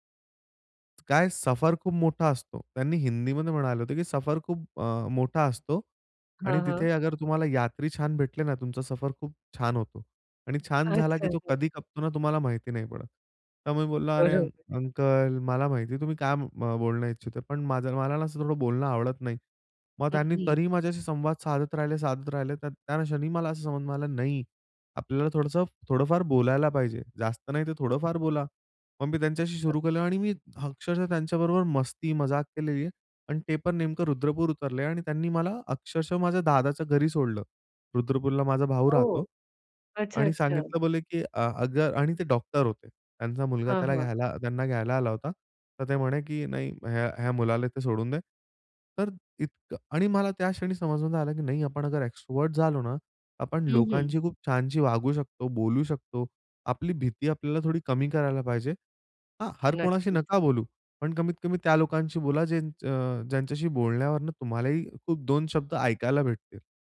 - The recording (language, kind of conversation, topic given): Marathi, podcast, प्रवासात तुम्हाला स्वतःचा नव्याने शोध लागण्याचा अनुभव कसा आला?
- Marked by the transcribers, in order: tapping; unintelligible speech; other noise; other background noise; unintelligible speech; unintelligible speech; in English: "एक्स्ट्राव्हर्ट"